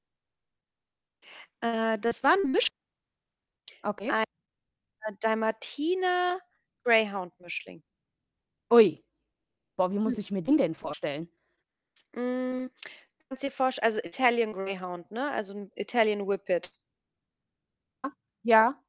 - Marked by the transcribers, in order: distorted speech; tapping
- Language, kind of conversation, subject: German, unstructured, Magst du Tiere, und wenn ja, warum?